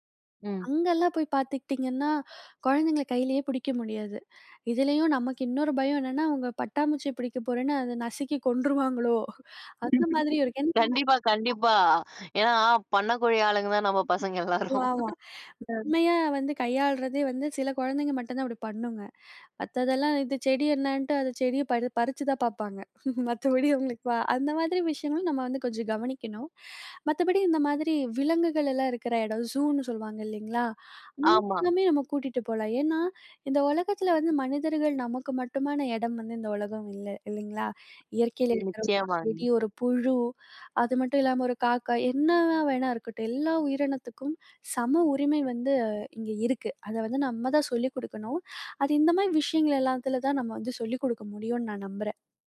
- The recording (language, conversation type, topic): Tamil, podcast, பிள்ளைகளை இயற்கையுடன் இணைக்க நீங்கள் என்ன பரிந்துரைகள் கூறுவீர்கள்?
- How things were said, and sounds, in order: afraid: "இதுலேயும் நமக்கு இன்னொரு பயம் என்னென்னா … அந்த மாதிரி இருக்கும்"; other background noise; laughing while speaking: "கண்டிப்பா, கண்டிப்பா. ஏன்னா, பண்ணக்கூடிய ஆளுங்க தான் நம்ப பசங்க எல்லாரும்"; unintelligible speech; other noise; chuckle; tapping